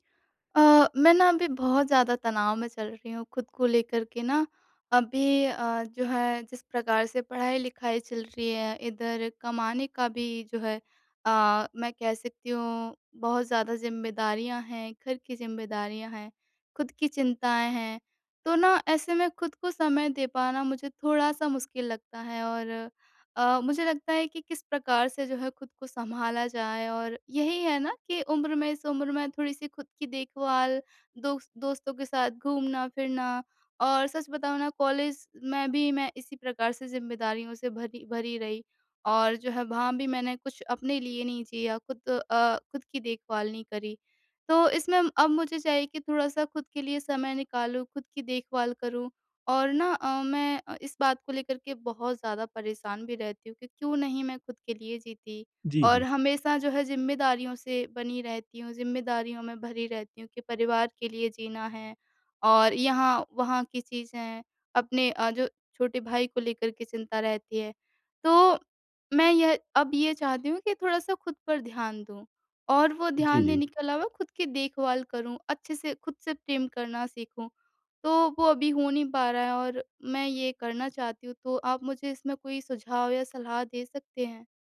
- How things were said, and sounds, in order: tapping
- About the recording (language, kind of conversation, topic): Hindi, advice, तनाव कम करने के लिए रोज़मर्रा की खुद-देखभाल में कौन-से सरल तरीके अपनाए जा सकते हैं?